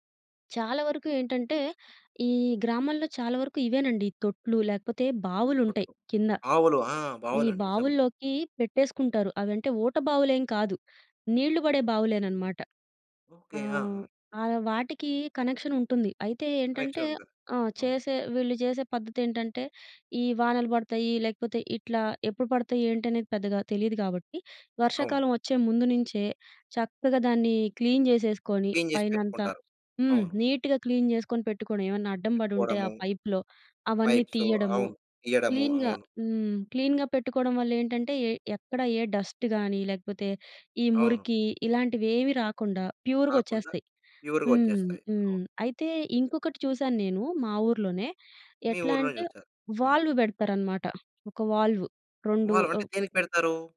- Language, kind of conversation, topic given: Telugu, podcast, వర్షపు నీరు నిల్వ చేసే విధానం గురించి నీ అనుభవం ఏంటి?
- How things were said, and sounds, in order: in English: "క్లీన్"; in English: "క్లీన్"; in English: "నీట్‌గా క్లీన్"; in English: "పైప్‌లో"; in English: "క్లీన్‌గా"; tapping; in English: "క్లీన్‌గా"; in English: "డస్ట్"; in English: "వాల్వ్"; in English: "వాల్వ్"; in English: "వాల్వ్"